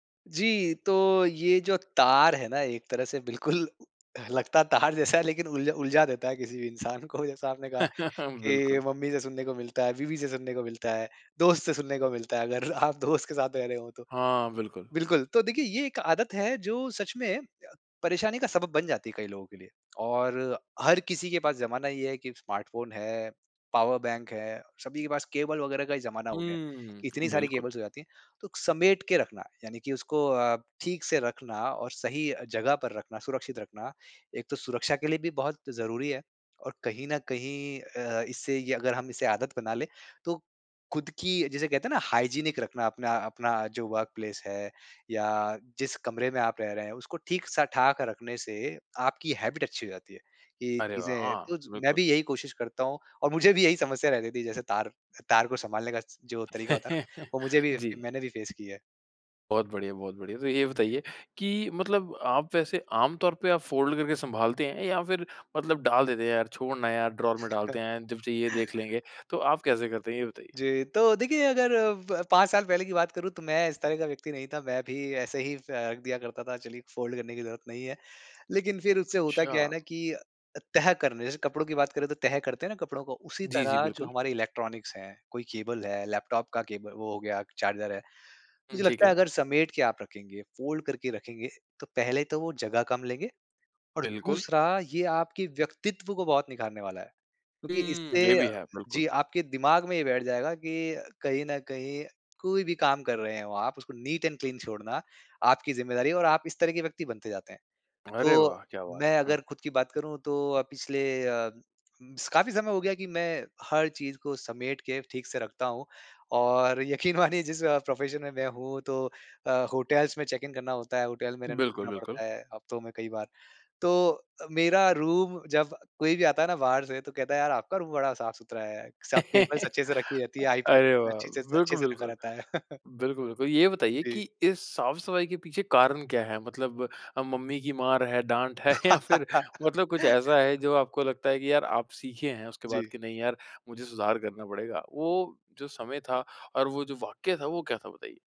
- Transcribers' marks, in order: tapping; laughing while speaking: "बिल्कुल लगता तार जैसा है … जैसा आपने कहा"; other background noise; chuckle; laughing while speaking: "अगर आप दोस्त के साथ रह रहे हो तो"; in English: "स्मार्टफोन"; in English: "केबल"; lip smack; in English: "केबल्स"; in English: "हाइजीनिक"; in English: "वर्क प्लेस"; in English: "हैबिट"; chuckle; in English: "फेस"; laughing while speaking: "ये"; in English: "फोल्ड"; in English: "ड्रॉर"; laugh; in English: "फोल्ड"; in English: "इलेक्ट्रॉनिक्स"; in English: "केबल"; in English: "केबल"; in English: "फोल्ड"; in English: "नीट एंड क्लीन"; laughing while speaking: "यकीन मानिए"; in English: "प्रोफेशन"; in English: "होटल्स"; in English: "चेक इन"; in English: "रूम"; in English: "रूम"; in English: "केबल्स"; laugh; laughing while speaking: "अरे वाह! बिल्कुल, बिल्कुल। बिल्कुल, बिल्कुल"; laugh; laughing while speaking: "है या फिर"; laugh
- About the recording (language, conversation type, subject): Hindi, podcast, चार्जर और केबलों को सुरक्षित और व्यवस्थित तरीके से कैसे संभालें?